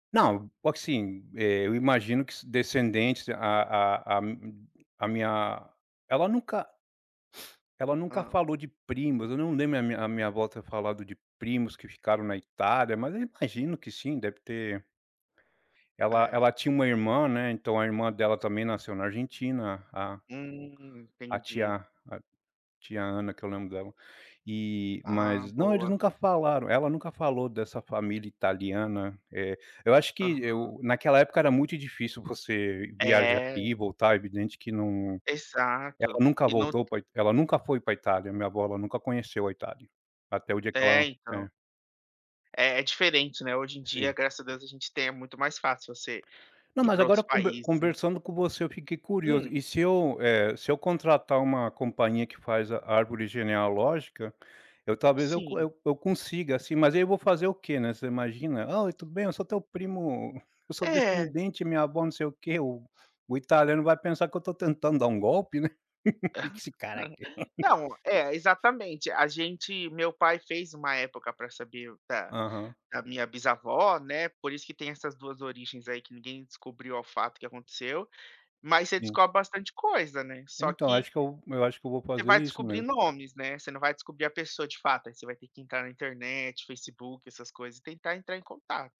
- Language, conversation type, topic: Portuguese, podcast, Como a sua família influenciou seu senso de identidade e orgulho?
- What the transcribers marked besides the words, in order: giggle; laugh